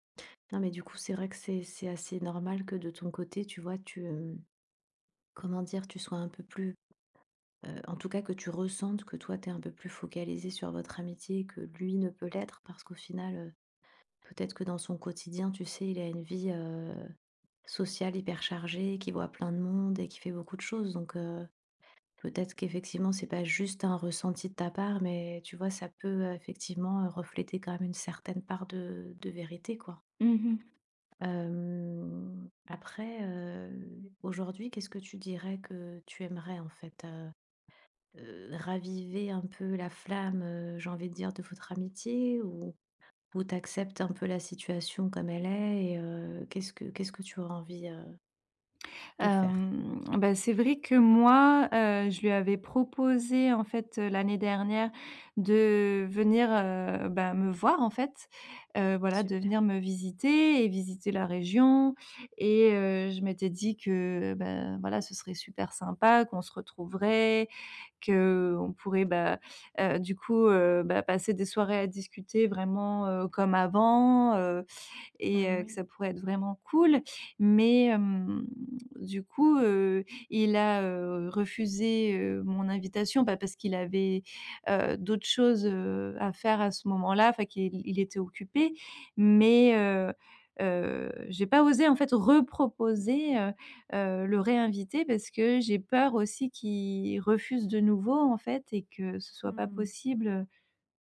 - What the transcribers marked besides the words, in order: none
- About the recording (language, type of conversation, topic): French, advice, Comment gérer l’éloignement entre mon ami et moi ?
- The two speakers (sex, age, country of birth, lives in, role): female, 35-39, France, France, user; female, 40-44, France, Spain, advisor